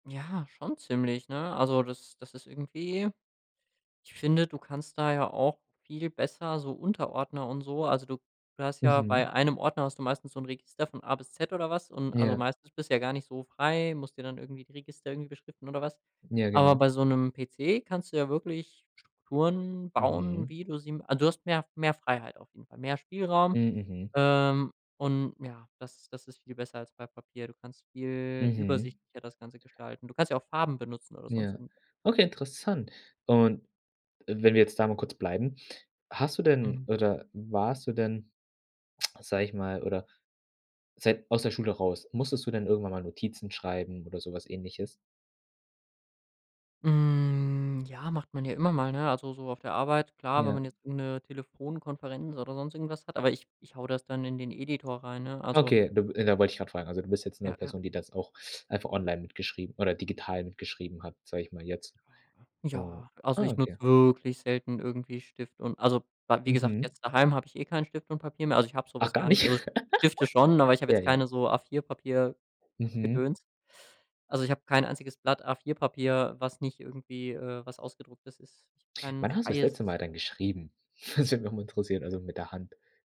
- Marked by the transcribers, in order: other background noise; drawn out: "Hm"; giggle; laughing while speaking: "Das"
- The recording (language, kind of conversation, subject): German, podcast, Sag mal, wie beeinflusst Technik deinen Alltag heute am meisten?